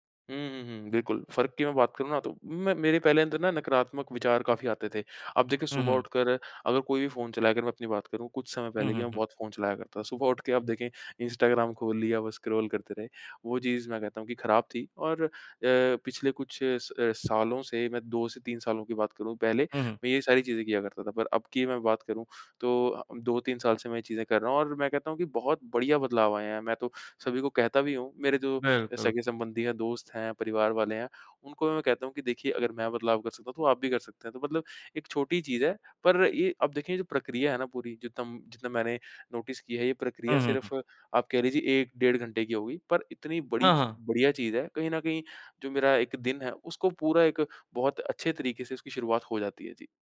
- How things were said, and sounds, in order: in English: "स्क्रॉल"; in English: "नोटिस"
- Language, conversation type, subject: Hindi, podcast, सुबह उठते ही आपकी पहली आदत क्या होती है?